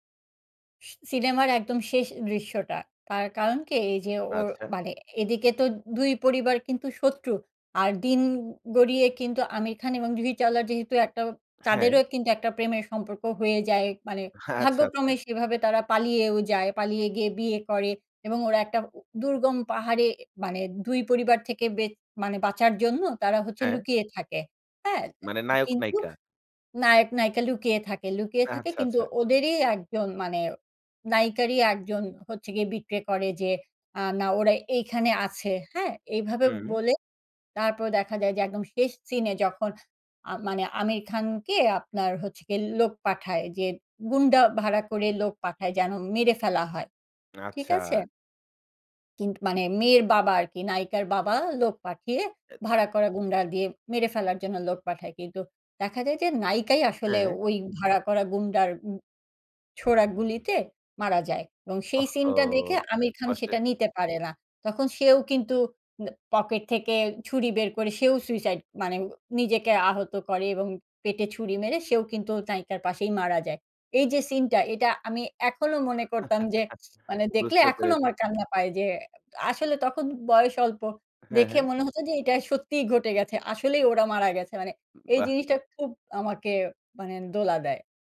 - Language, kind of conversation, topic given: Bengali, podcast, বল তো, কোন সিনেমা তোমাকে সবচেয়ে গভীরভাবে ছুঁয়েছে?
- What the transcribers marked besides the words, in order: other noise; in English: "betray"; tapping; in English: "suicide"; chuckle; snort